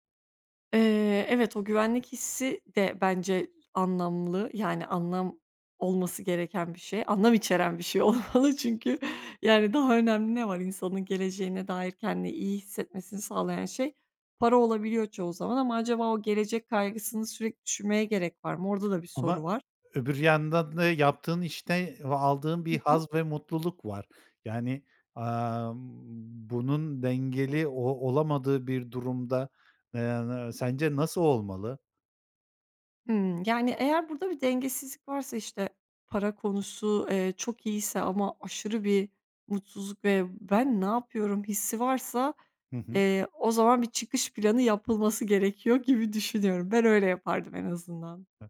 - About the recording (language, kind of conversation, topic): Turkish, podcast, Para mı yoksa anlam mı senin için öncelikli?
- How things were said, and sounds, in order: laughing while speaking: "olmalı"; other background noise